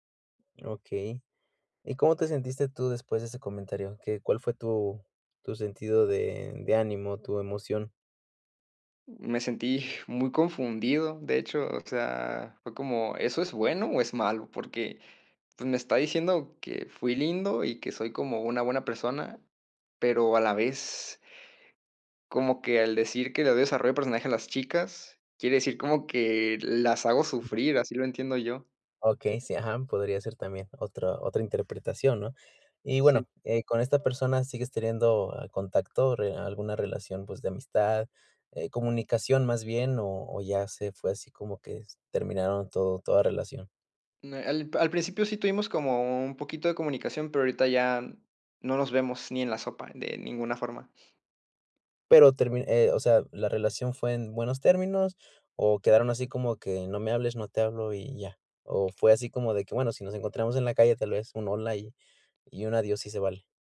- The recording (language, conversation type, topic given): Spanish, advice, ¿Cómo puedo interpretar mejor comentarios vagos o contradictorios?
- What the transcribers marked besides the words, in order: laughing while speaking: "sentí"; tapping; other background noise